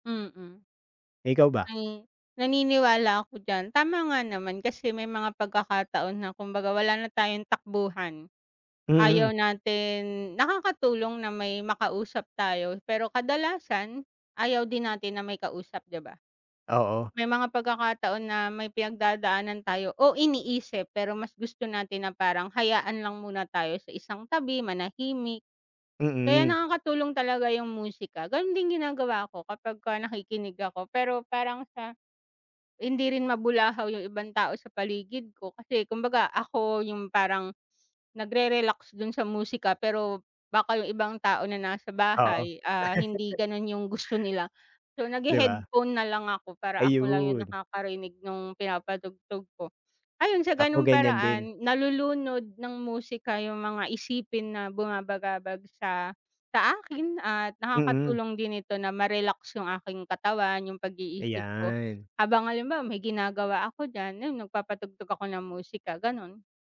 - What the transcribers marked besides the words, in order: laugh
- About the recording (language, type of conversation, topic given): Filipino, unstructured, Paano ka naaapektuhan ng musika sa araw-araw?
- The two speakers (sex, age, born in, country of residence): female, 35-39, Philippines, Philippines; male, 25-29, Philippines, United States